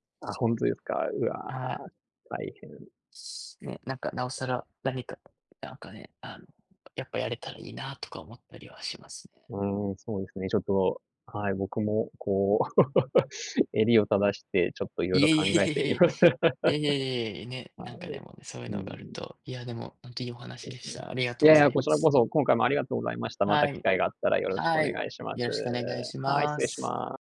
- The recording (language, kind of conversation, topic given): Japanese, unstructured, 政治が変わると、私たちの生活も変わると思いますか？
- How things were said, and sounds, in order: laugh; laughing while speaking: "いえ いえ いえ いえ いえ"; laugh